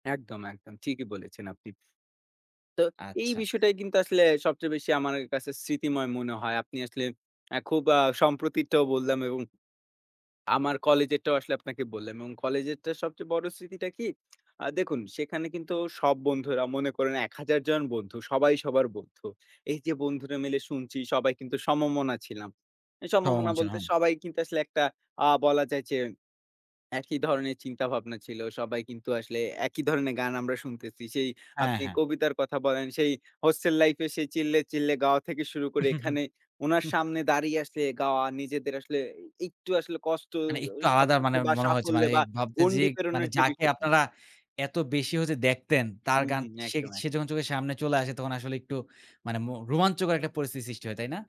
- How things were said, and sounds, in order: other background noise; lip smack
- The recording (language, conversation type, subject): Bengali, podcast, বন্ধুদের সঙ্গে কনসার্টে যাওয়ার স্মৃতি তোমার কাছে কেমন ছিল?
- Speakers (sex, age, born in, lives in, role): male, 20-24, Bangladesh, Bangladesh, guest; male, 20-24, Bangladesh, Bangladesh, host